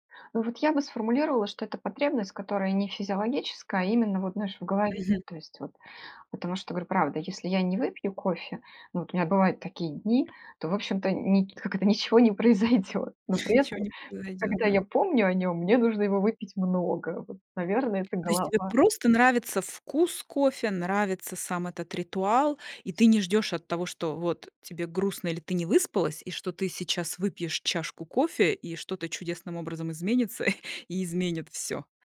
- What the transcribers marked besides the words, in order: background speech; laughing while speaking: "не произойдёт"; chuckle; tapping; chuckle
- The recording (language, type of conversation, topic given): Russian, podcast, Как выглядит твой утренний ритуал с кофе или чаем?